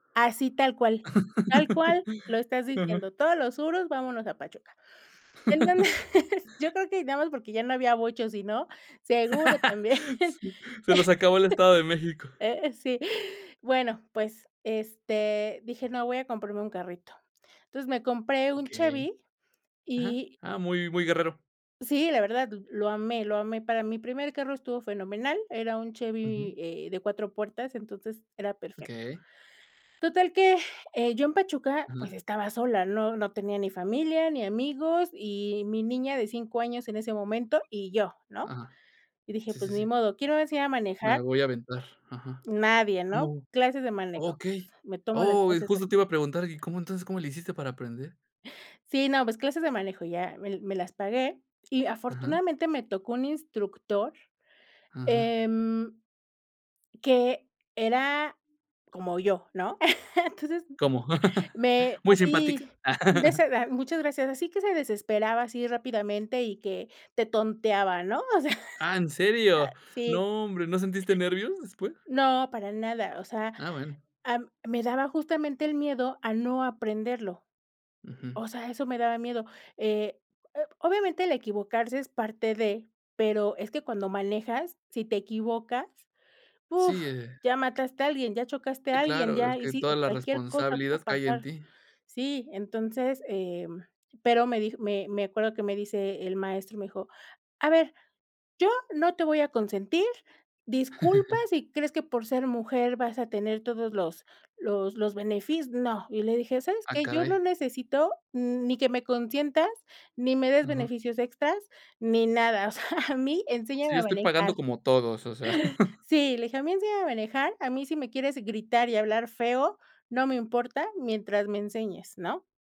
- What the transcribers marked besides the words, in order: laugh; laugh; laugh; laugh; tapping; chuckle; laugh; laugh; chuckle; other background noise; chuckle; laughing while speaking: "O sea"; laugh
- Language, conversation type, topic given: Spanish, podcast, ¿Cómo superas el miedo a equivocarte al aprender?